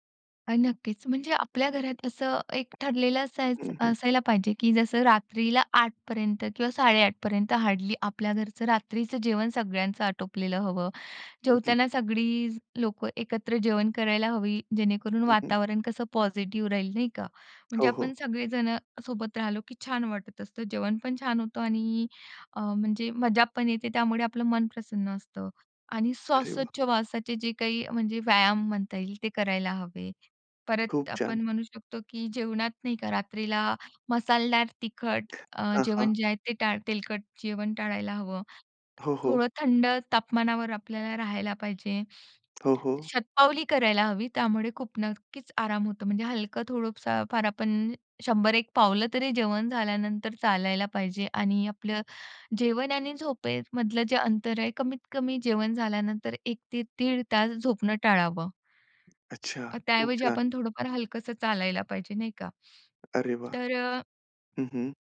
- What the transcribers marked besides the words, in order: tapping; other background noise; in English: "हार्डली"; unintelligible speech
- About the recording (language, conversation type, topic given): Marathi, podcast, चांगली झोप कशी मिळवायची?